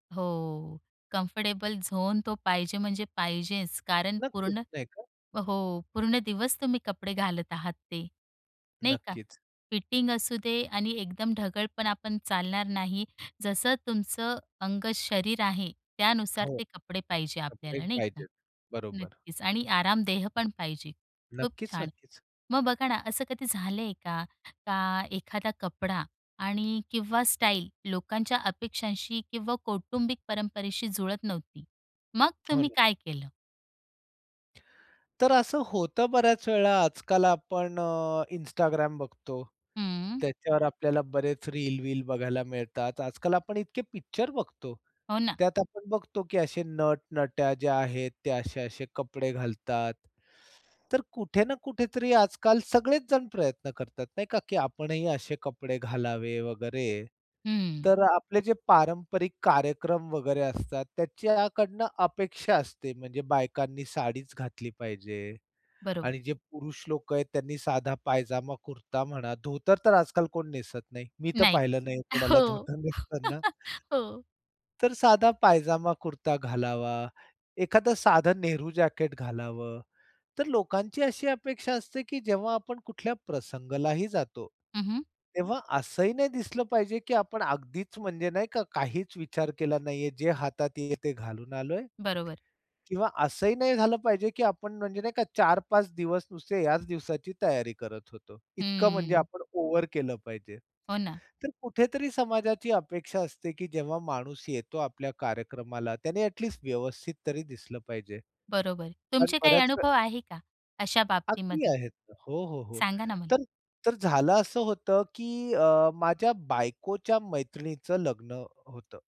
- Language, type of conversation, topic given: Marathi, podcast, तू तुझ्या दैनंदिन शैलीतून स्वतःला कसा व्यक्त करतोस?
- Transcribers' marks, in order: drawn out: "हो"; in English: "कम्फर्टेबल झोन"; lip smack; laughing while speaking: "धोतर नेसताना"; laugh; tapping